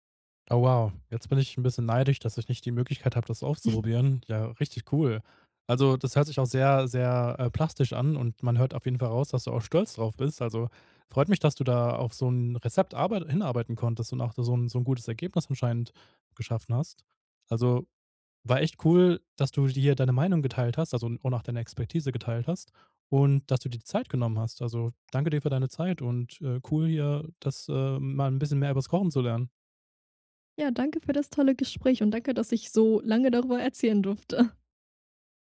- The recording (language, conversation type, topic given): German, podcast, Wie würzt du, ohne nach Rezept zu kochen?
- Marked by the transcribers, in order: chuckle; laughing while speaking: "durfte"